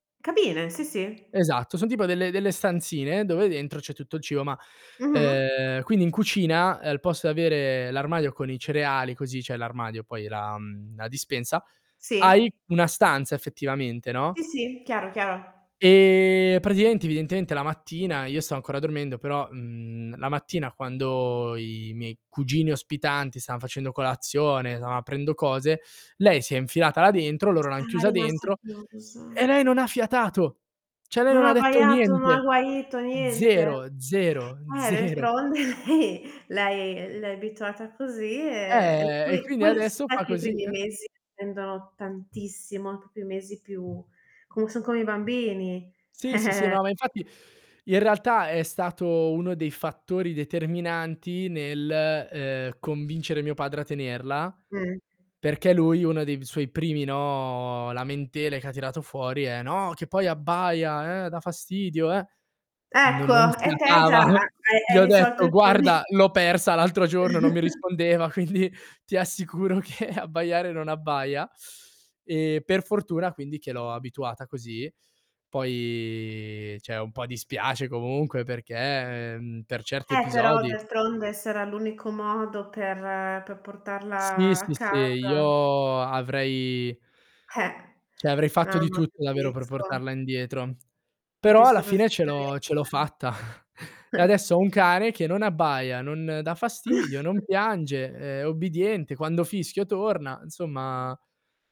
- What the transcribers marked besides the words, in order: tapping; "cioè" said as "ceh"; drawn out: "E"; "praticamente" said as "pratiamente"; other background noise; "Cioè" said as "ceh"; stressed: "Zero, zero, zero"; laughing while speaking: "zero"; laughing while speaking: "d'altronde, hi"; distorted speech; other noise; "proprio" said as "popio"; drawn out: "no"; chuckle; laughing while speaking: "proble"; chuckle; laughing while speaking: "quindi"; laughing while speaking: "assicuro che"; drawn out: "Poi"; "cioè" said as "ceh"; inhale; "cioè" said as "ceh"; chuckle; chuckle
- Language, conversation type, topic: Italian, podcast, Hai mai avuto un imprevisto piacevole durante un viaggio?